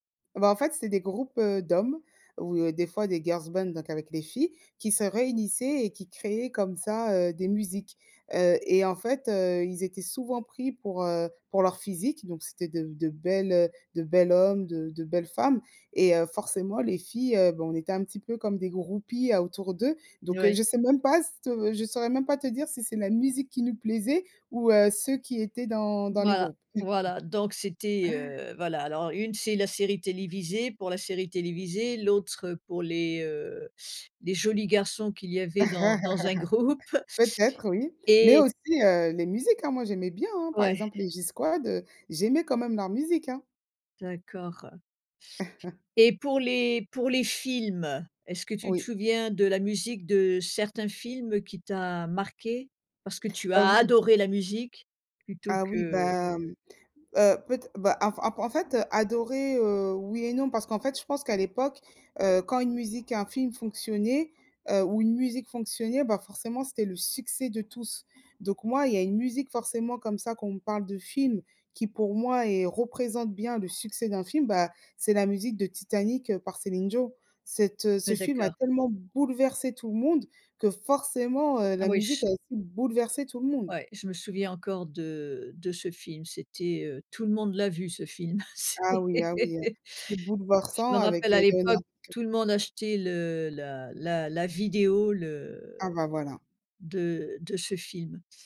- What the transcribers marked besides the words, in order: chuckle; laugh; laughing while speaking: "un groupe"; chuckle; stressed: "adoré"; stressed: "succès"; stressed: "bouleversé"; stressed: "forcément"; "bouleversant" said as "bouleveursant"; laughing while speaking: "c'est"; unintelligible speech
- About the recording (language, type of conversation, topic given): French, podcast, Comment décrirais-tu la bande-son de ta jeunesse ?
- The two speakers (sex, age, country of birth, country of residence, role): female, 35-39, France, France, guest; female, 65-69, France, United States, host